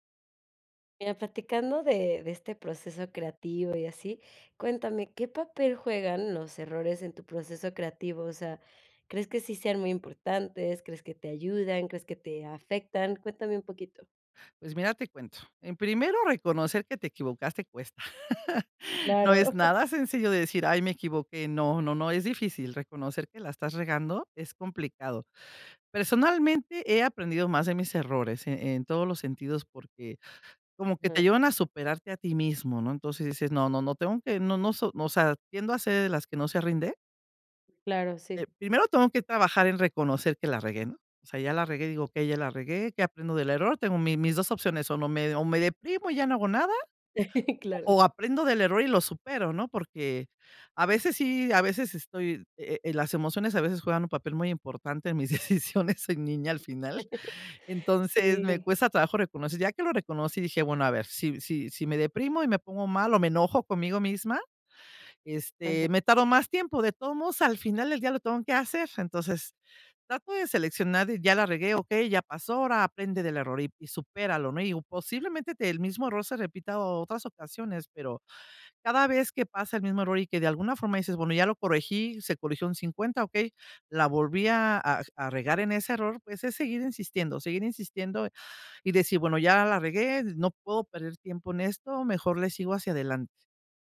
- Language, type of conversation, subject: Spanish, podcast, ¿Qué papel juegan los errores en tu proceso creativo?
- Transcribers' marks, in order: laugh; chuckle; chuckle; laughing while speaking: "decisiones"; other background noise; laugh